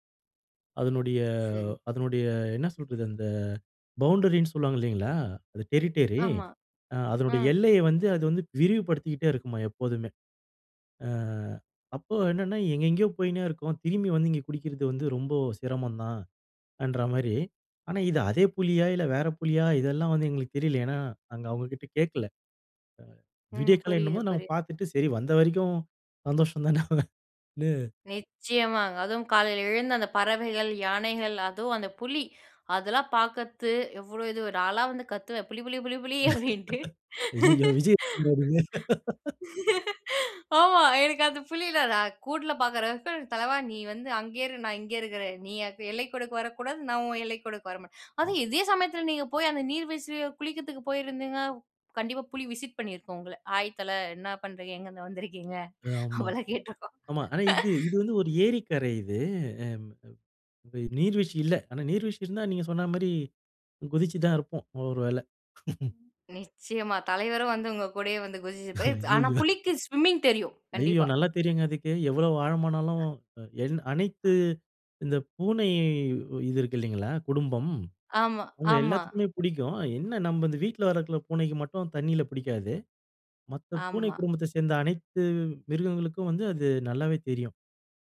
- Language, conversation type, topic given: Tamil, podcast, காட்டில் உங்களுக்கு ஏற்பட்ட எந்த அனுபவம் உங்களை மனதார ஆழமாக உலுக்கியது?
- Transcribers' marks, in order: in English: "பவுண்டரினு"; in English: "டெரிட்டரி"; laughing while speaking: "அப்பிடின்னு"; laugh; laughing while speaking: "அப்டின்ட்டு. ஆமா, எனக்கு அந்த புலி இல்ல"; laugh; laughing while speaking: "கொண்டு வரிங்க"; laugh; "வரமாட்டேன்" said as "வரமா"; laughing while speaking: "அப்படிலாம் கேட்டுருக்கோம்"; giggle; chuckle; laughing while speaking: "அய்யயோ!"; in English: "சுவிம்மிங்"; other background noise; other noise